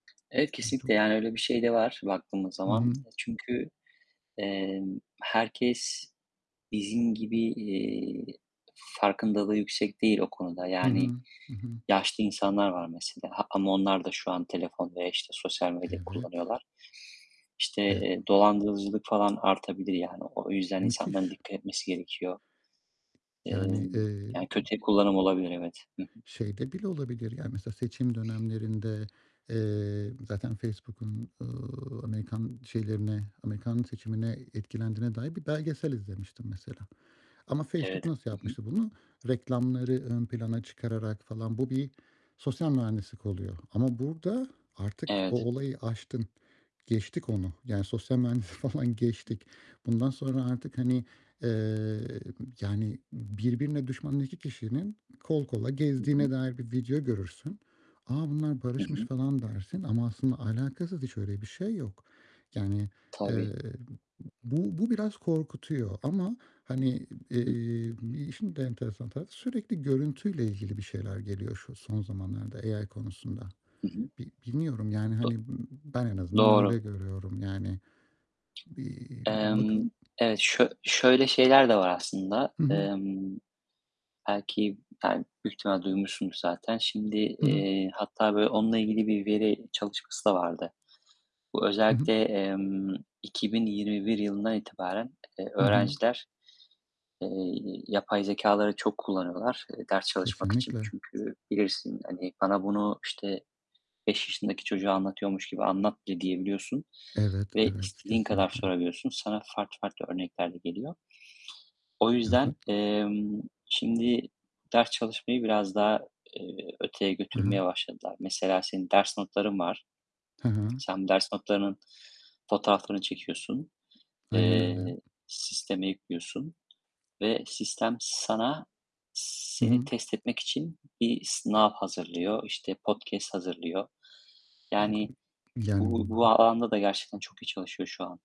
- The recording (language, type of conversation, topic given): Turkish, unstructured, Teknolojide seni en çok heyecanlandıran yenilik hangisi?
- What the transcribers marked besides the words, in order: other background noise; unintelligible speech; tapping; distorted speech; laughing while speaking: "mühendisliği falan"; unintelligible speech; static; unintelligible speech; unintelligible speech